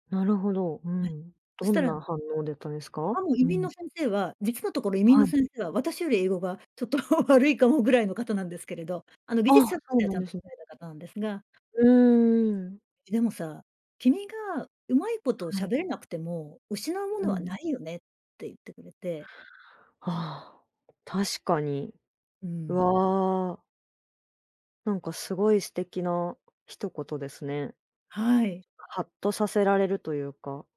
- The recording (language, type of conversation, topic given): Japanese, podcast, 予期せぬチャンスによって人生が変わった経験はありますか？
- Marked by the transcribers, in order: laughing while speaking: "ちょっと悪いかもぐらい"; other noise; put-on voice: "でもさ、君がうまいこと … のはないよね"